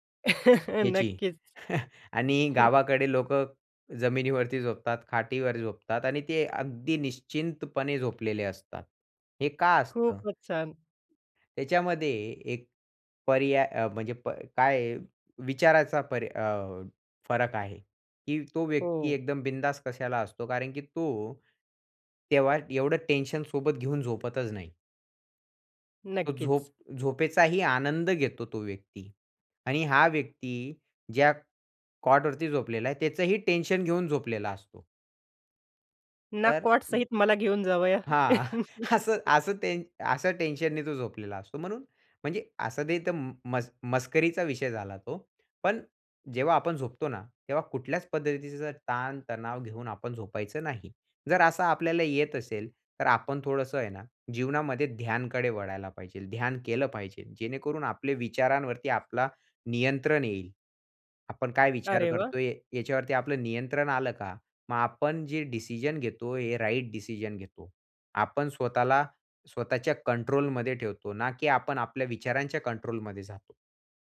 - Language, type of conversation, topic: Marathi, podcast, उत्तम झोपेसाठी घरात कोणते छोटे बदल करायला हवेत?
- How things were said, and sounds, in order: laughing while speaking: "नक्कीच"; chuckle; other background noise; tapping; other noise; chuckle; in English: "राइट"